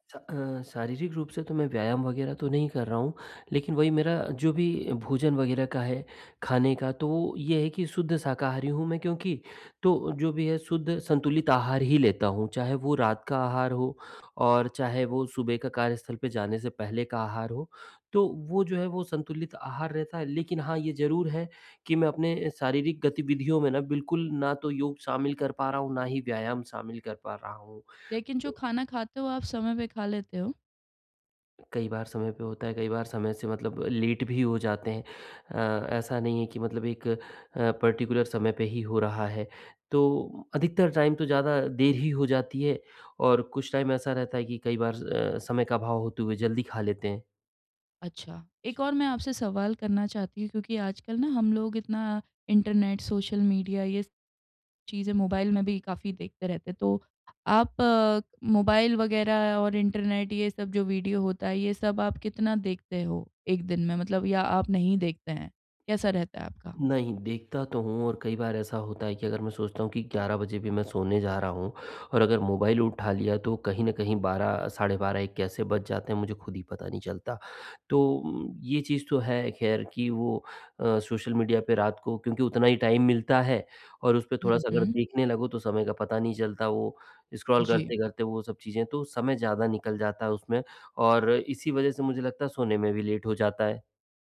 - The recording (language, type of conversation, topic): Hindi, advice, मैं मानसिक स्पष्टता और एकाग्रता फिर से कैसे हासिल करूँ?
- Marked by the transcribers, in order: other background noise; in English: "लेट"; in English: "पर्टिकुलर"; in English: "टाइम"; in English: "टाइम"; in English: "टाइम"; in English: "स्क्रॉल"; in English: "लेट"